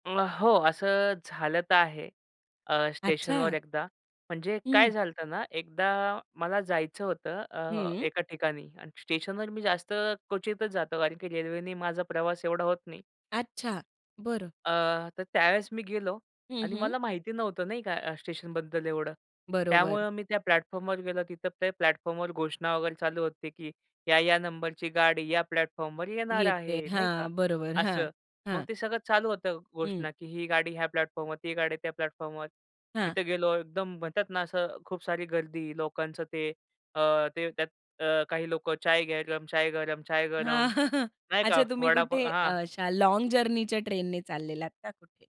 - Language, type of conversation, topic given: Marathi, podcast, स्टेशनवर अनोळखी व्यक्तीशी झालेल्या गप्पांमुळे तुमच्या विचारांत किंवा निर्णयांत काय बदल झाला?
- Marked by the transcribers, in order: in Hindi: "चाय गरम, चाय गरम, चाय गरम"; chuckle; in English: "लाँग जर्नीच्या"